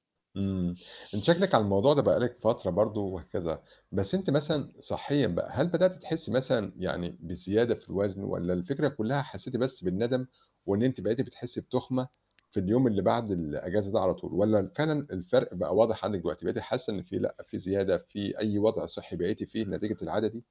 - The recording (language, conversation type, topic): Arabic, advice, إزاي بتتعامل مع إحساسك بالذنب بعد ما أكلت كتير قوي في العطلة؟
- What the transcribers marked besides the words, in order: static